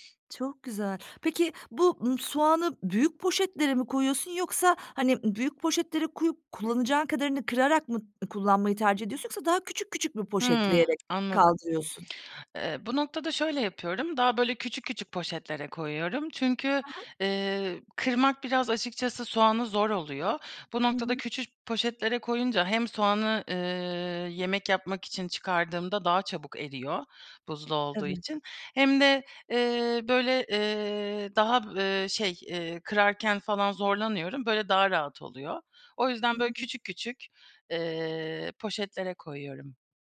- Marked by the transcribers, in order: other background noise; tapping
- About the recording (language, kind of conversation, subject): Turkish, podcast, Haftalık yemek planını nasıl hazırlıyorsun?